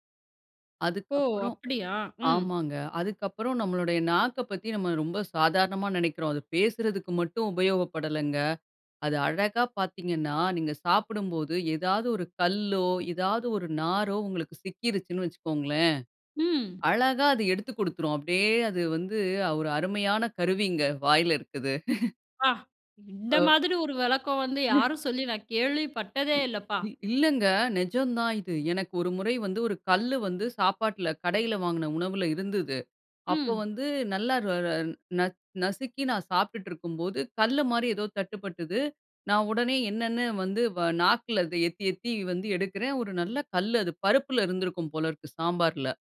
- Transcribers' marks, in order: swallow; "நம்முடைய" said as "நம்மளோடைய"; "நாம" said as "நம்ம"; "அதை" said as "அத"; chuckle; other noise; "சாப்பாட்டில" said as "சாப்பாட்ல"; "அதை" said as "அத"
- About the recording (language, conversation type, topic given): Tamil, podcast, உணவு சாப்பிடும்போது கவனமாக இருக்க நீங்கள் பின்பற்றும் பழக்கம் என்ன?